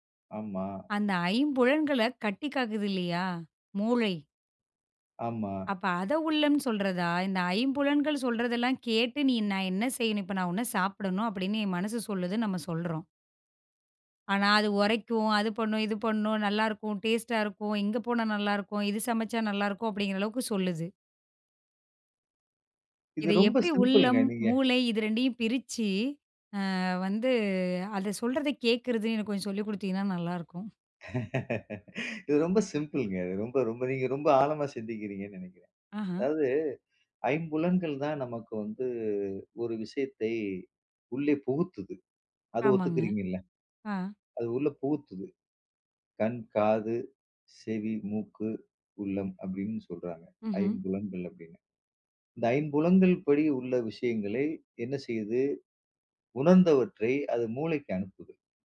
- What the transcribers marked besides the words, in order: in English: "டேஸ்ட்டா"; in English: "சிம்பிள்ங்க"; other noise; laugh; in English: "சிம்பிள்ங்க"
- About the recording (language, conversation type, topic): Tamil, podcast, உங்கள் உள்ளக் குரலை நீங்கள் எப்படி கவனித்துக் கேட்கிறீர்கள்?